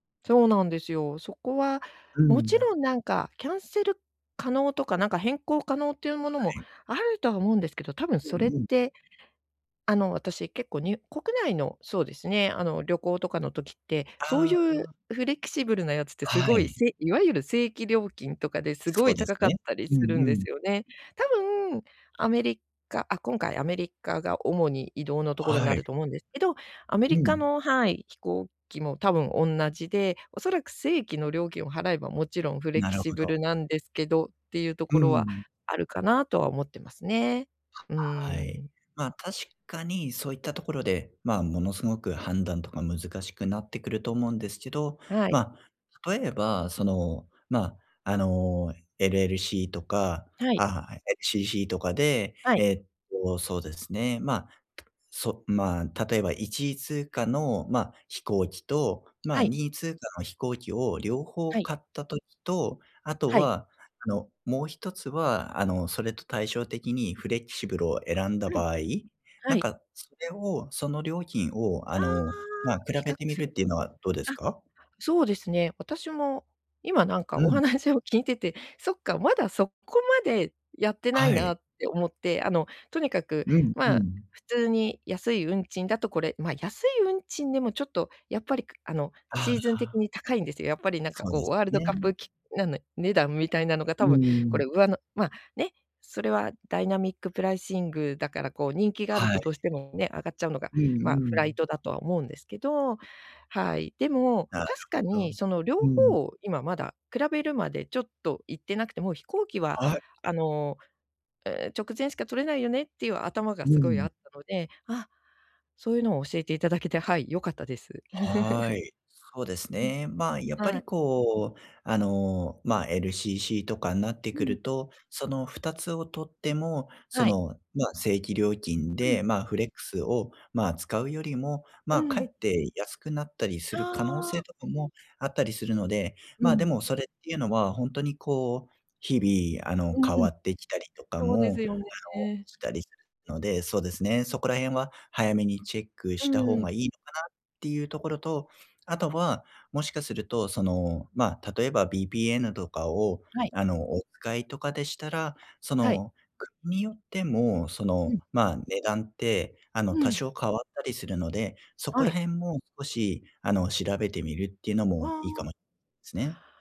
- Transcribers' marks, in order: other background noise; other noise; laugh
- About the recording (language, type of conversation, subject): Japanese, advice, 旅行の予定が急に変わったとき、どう対応すればよいですか？